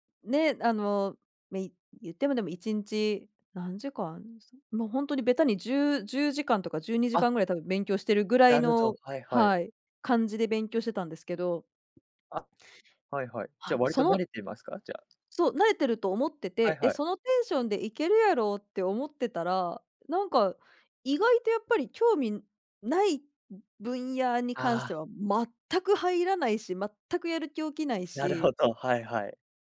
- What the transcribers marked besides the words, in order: other noise; other background noise
- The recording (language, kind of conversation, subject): Japanese, podcast, これから学びたいことは何ですか？